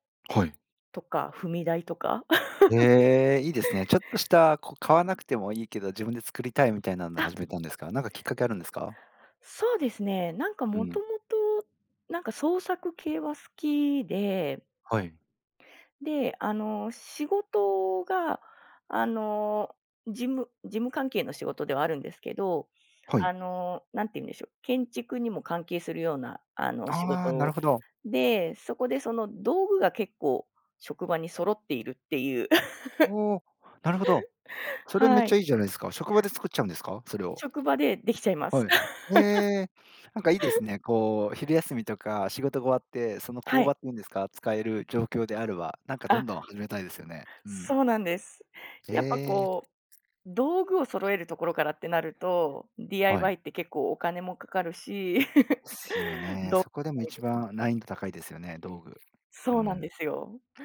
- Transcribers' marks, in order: laugh; other background noise; laugh; laugh; laugh; unintelligible speech
- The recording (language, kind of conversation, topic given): Japanese, podcast, 最近ハマっている趣味は何ですか？